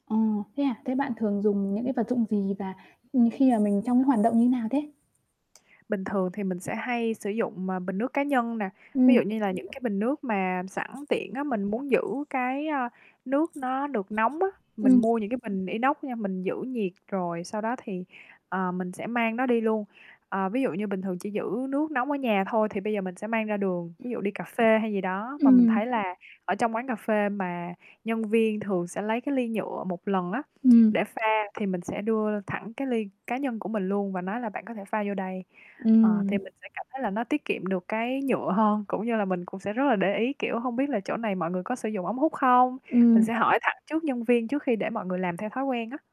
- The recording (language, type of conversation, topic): Vietnamese, podcast, Bạn có thể chia sẻ những cách hiệu quả để giảm rác nhựa trong đời sống hằng ngày không?
- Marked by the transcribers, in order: static; mechanical hum; tapping; other background noise; distorted speech